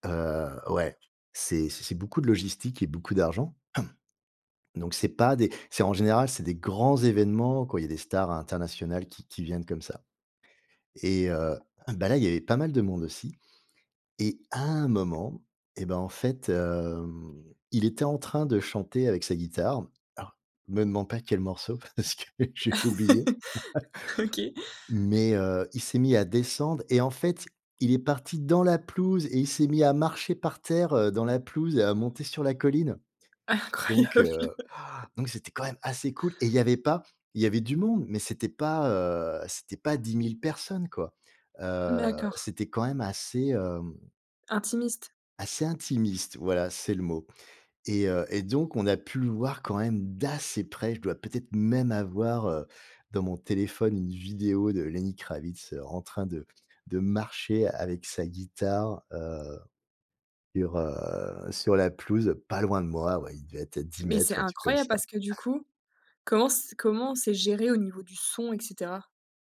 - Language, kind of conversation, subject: French, podcast, Quelle expérience de concert inoubliable as-tu vécue ?
- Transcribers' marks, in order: tapping; laughing while speaking: "parce que j'ai oublié"; laugh; other background noise; laughing while speaking: "Incroyable"; teeth sucking; stressed: "d'assez"; chuckle